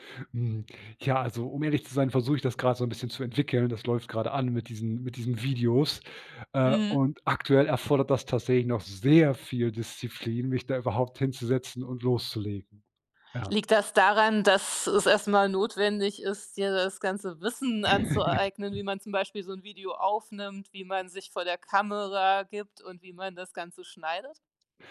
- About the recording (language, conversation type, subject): German, podcast, Wie findest du die Balance zwischen Disziplin und Freiheit?
- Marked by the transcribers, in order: stressed: "sehr"; chuckle